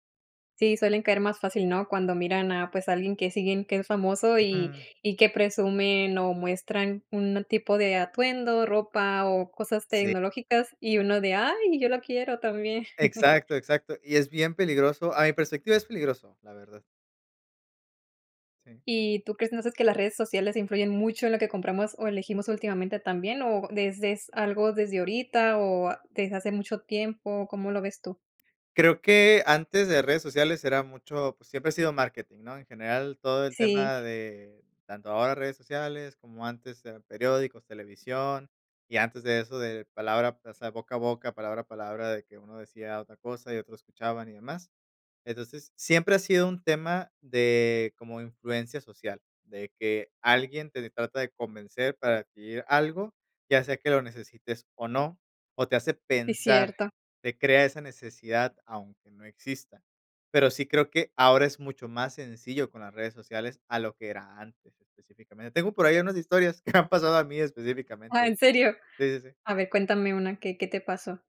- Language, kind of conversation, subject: Spanish, podcast, ¿Cómo influyen las redes sociales en lo que consumimos?
- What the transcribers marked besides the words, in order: chuckle; "desde" said as "desdes"; laughing while speaking: "que me han pasado"